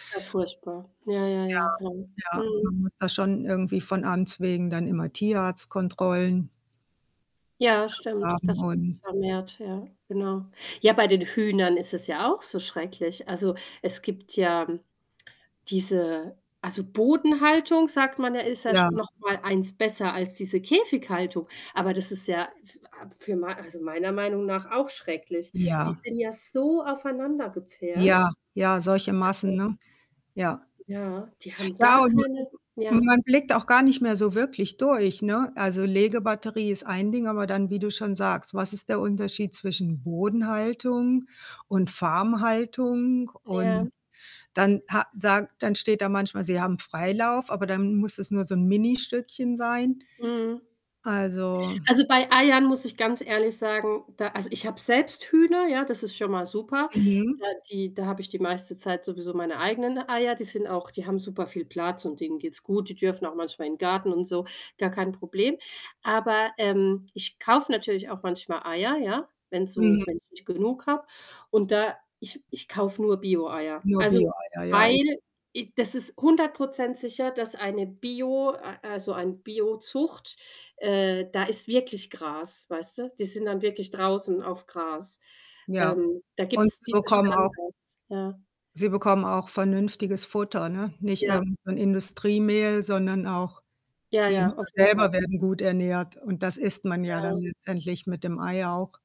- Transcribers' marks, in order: static; distorted speech; unintelligible speech; other background noise
- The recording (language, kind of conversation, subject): German, unstructured, Wie fühlst du dich, wenn du von Massentierhaltung hörst?